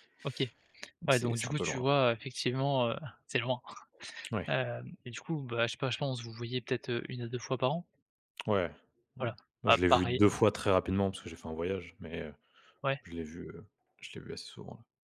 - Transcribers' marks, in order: chuckle
- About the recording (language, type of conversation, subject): French, podcast, Quels gestes simples renforcent la confiance au quotidien ?